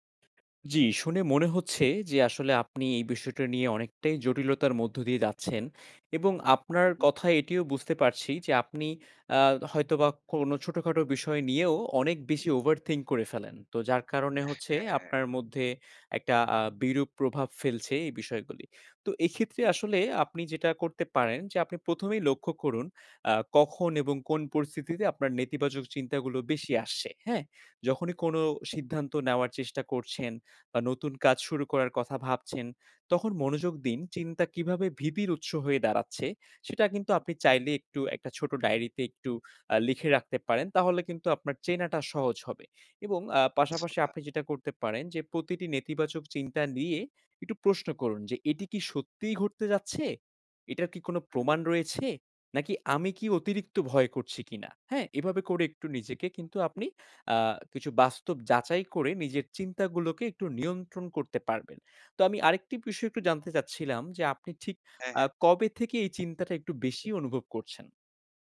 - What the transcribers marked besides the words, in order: tapping; other background noise; "আচ্ছা" said as "চ্ছা"
- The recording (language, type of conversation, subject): Bengali, advice, নেতিবাচক চিন্তা থেকে কীভাবে আমি আমার দৃষ্টিভঙ্গি বদলাতে পারি?